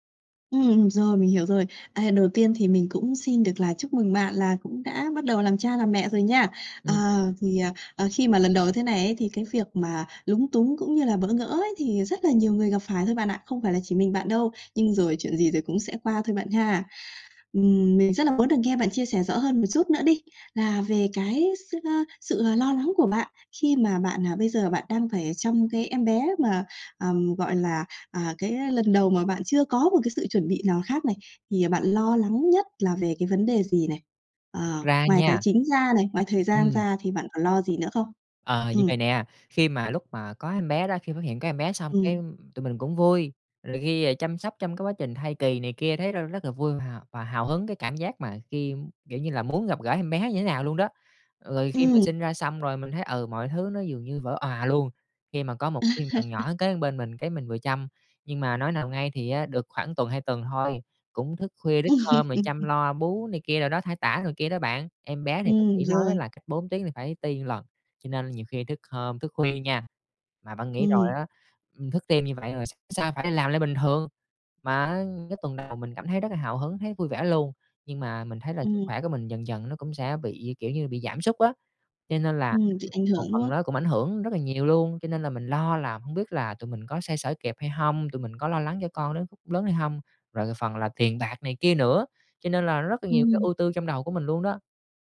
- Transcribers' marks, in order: tapping; other background noise; unintelligible speech; laugh; laugh
- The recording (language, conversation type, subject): Vietnamese, advice, Bạn cảm thấy thế nào khi lần đầu trở thành cha/mẹ, và bạn lo lắng nhất điều gì về những thay đổi trong cuộc sống?
- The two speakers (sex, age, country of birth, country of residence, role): female, 30-34, Vietnam, Vietnam, advisor; male, 30-34, Vietnam, Vietnam, user